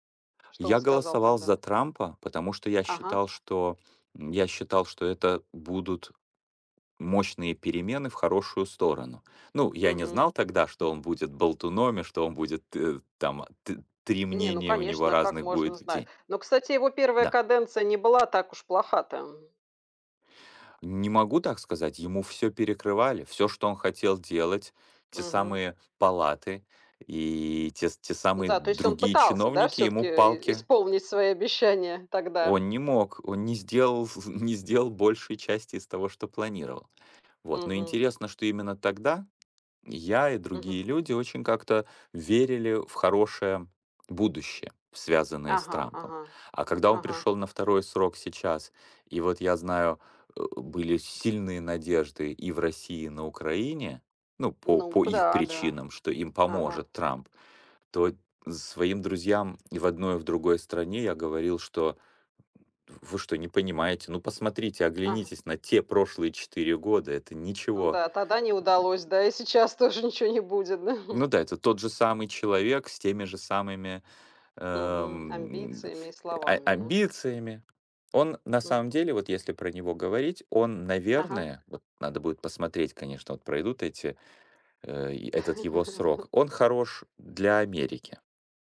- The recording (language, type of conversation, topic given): Russian, unstructured, Как вы думаете, почему люди не доверяют политикам?
- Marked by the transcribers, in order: other background noise; tapping; laughing while speaking: "тоже ничего не будет, да"; chuckle; chuckle